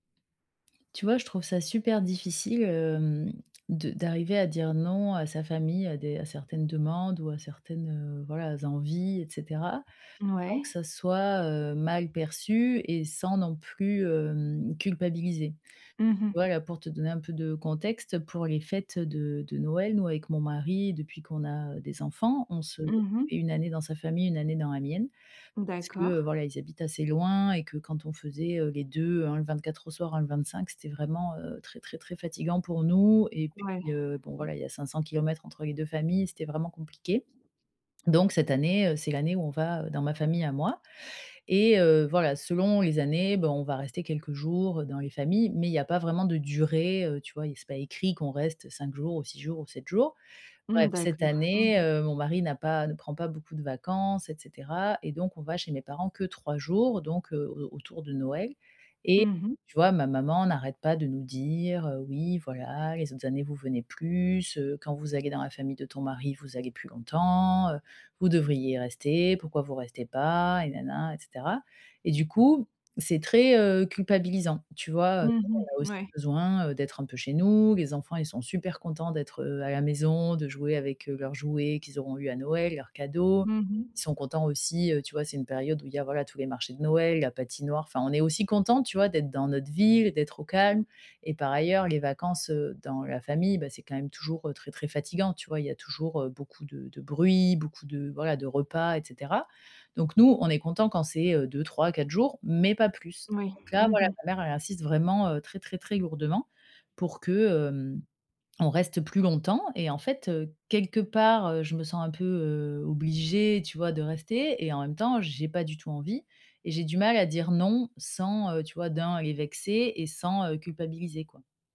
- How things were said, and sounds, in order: none
- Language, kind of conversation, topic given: French, advice, Comment dire non à ma famille sans me sentir obligé ?